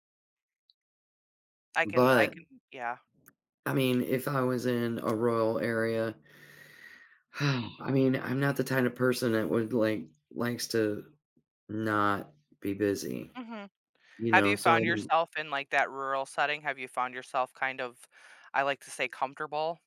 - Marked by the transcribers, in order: tapping; other background noise; sigh
- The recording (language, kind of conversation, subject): English, unstructured, What are your thoughts on city living versus country living?
- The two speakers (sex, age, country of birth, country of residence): female, 35-39, United States, United States; female, 55-59, United States, United States